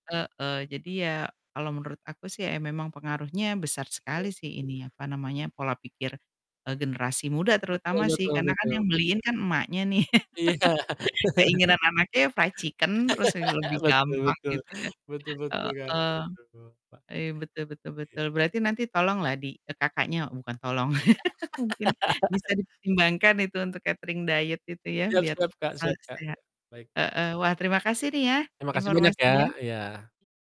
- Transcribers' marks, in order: static; other background noise; distorted speech; laughing while speaking: "Iya"; laugh; in English: "fried chicken"; laugh; laugh
- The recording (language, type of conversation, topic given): Indonesian, unstructured, Apa yang membuat makanan sehat sulit ditemukan di banyak tempat?